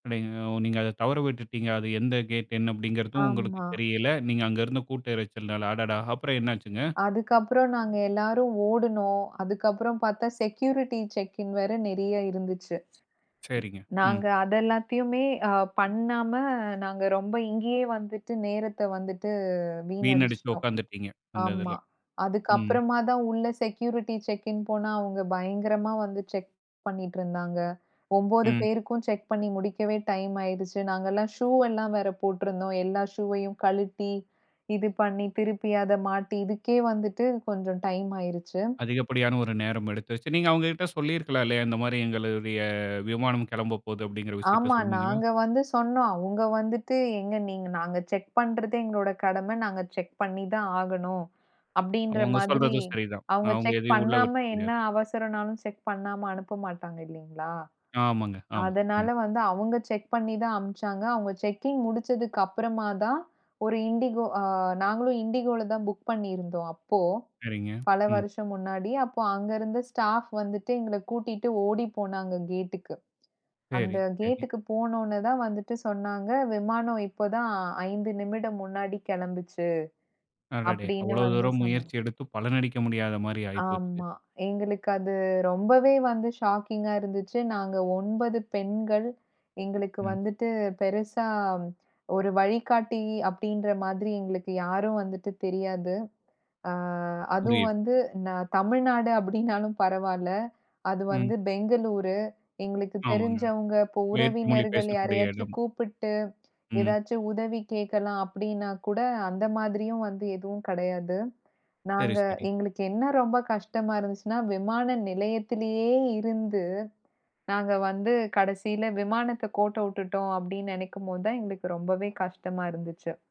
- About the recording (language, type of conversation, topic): Tamil, podcast, விமானத்தை தவறவிட்ட அனுபவமா உண்டு?
- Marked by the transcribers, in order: in English: "சிக்யூரிட்டி செக்கின்"; other noise; in English: "சிக்யூரிட்டி செக்கின்"; in English: "செக்"; in English: "செக்"; in English: "செக்"; in English: "செக்"; in English: "செக்"; in English: "செக்"; in English: "செக்"; in English: "செக்கிங்"; in English: "புக்"; in English: "ஸ்டாஃப்"; in English: "ஷாக்கிங்கா"